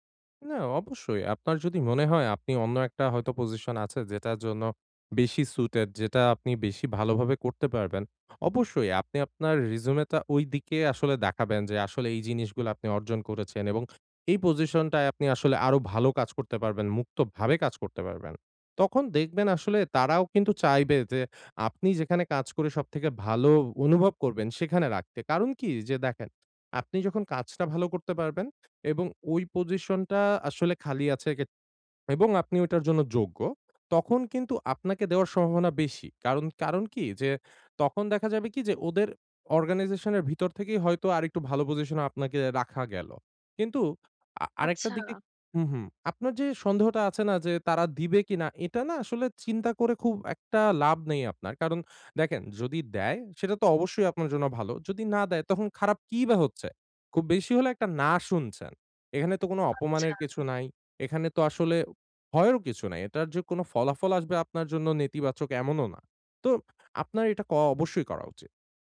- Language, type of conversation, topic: Bengali, advice, আমি কেন নিজেকে প্রতিভাহীন মনে করি, আর আমি কী করতে পারি?
- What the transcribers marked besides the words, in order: other background noise; in English: "সুইটেড"